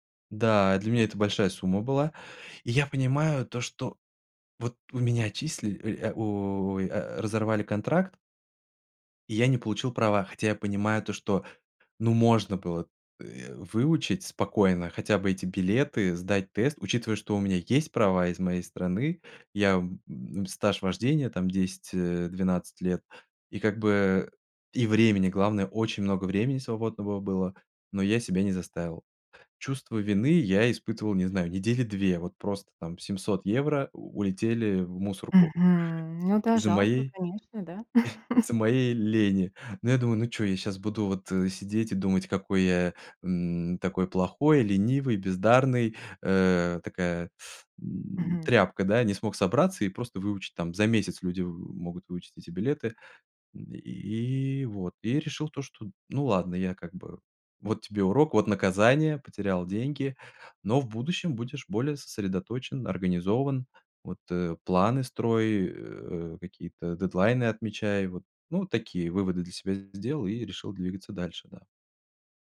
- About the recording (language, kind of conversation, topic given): Russian, podcast, Как ты справляешься с чувством вины или стыда?
- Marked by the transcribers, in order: other background noise; chuckle; teeth sucking